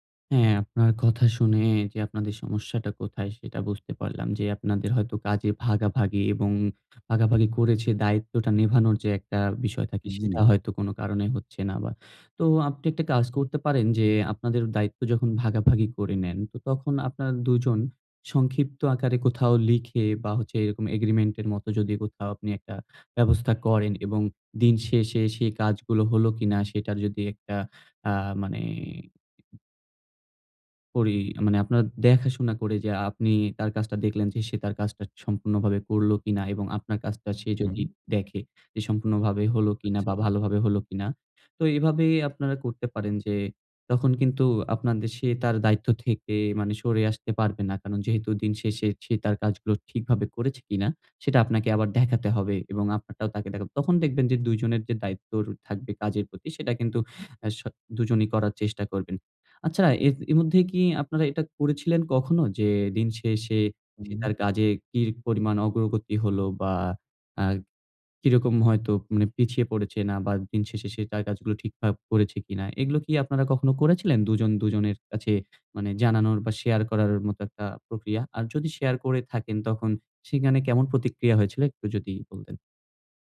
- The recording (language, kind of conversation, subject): Bengali, advice, সহকর্মীর সঙ্গে কাজের সীমা ও দায়িত্ব কীভাবে নির্ধারণ করা উচিত?
- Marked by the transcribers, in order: tapping; in English: "Agreement"; "ঠিকঠাক" said as "ঠিকভাব"